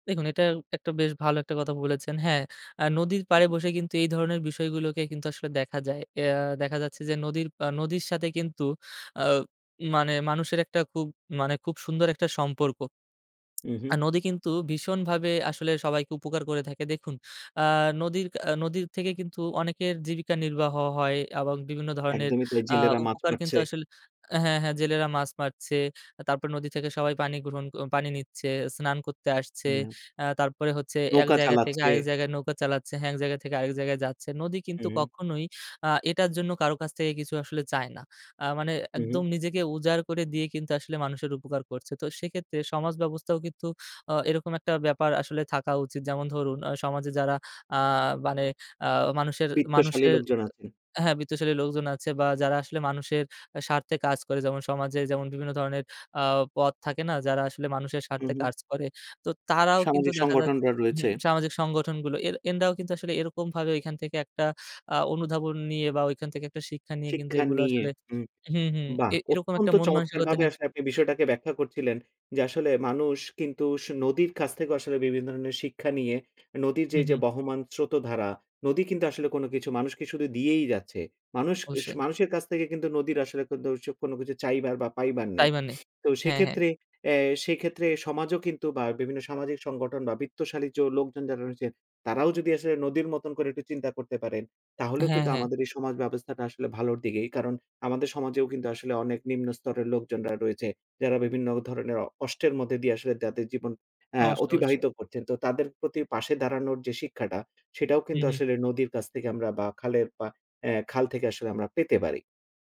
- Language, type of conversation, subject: Bengali, podcast, নদী বা খালের পাড়ে বসলে আপনি সাধারণত কী নিয়ে ভাবেন?
- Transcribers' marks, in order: lip smack; other noise; tapping; "কষ্টের" said as "অষ্ট্রের"